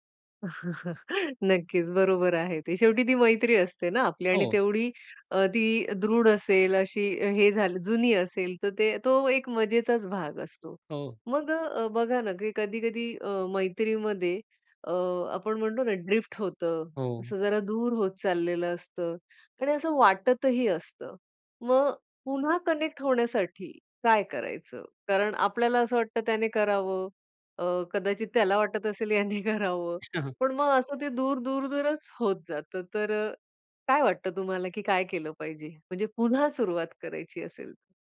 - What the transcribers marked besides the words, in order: chuckle; in English: "ड्रिफ्ट"; in English: "कनेक्ट"; laughing while speaking: "ह्याने करावं"; chuckle
- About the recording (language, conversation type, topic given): Marathi, podcast, डिजिटल युगात मैत्री दीर्घकाळ टिकवण्यासाठी काय करावे?